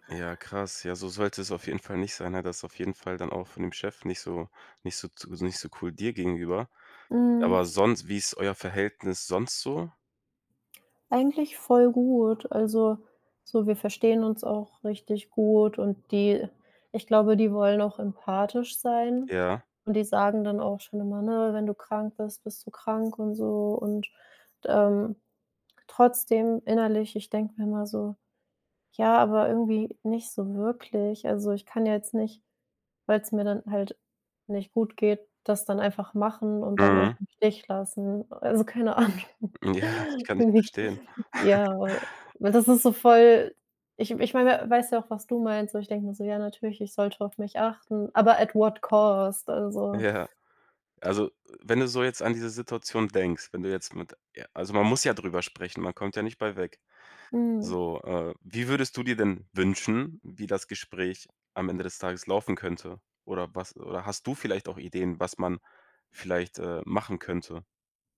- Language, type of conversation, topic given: German, advice, Wie führe ich ein schwieriges Gespräch mit meinem Chef?
- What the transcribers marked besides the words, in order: laughing while speaking: "Ahnung"; other noise; chuckle; in English: "at what cost"; stressed: "du"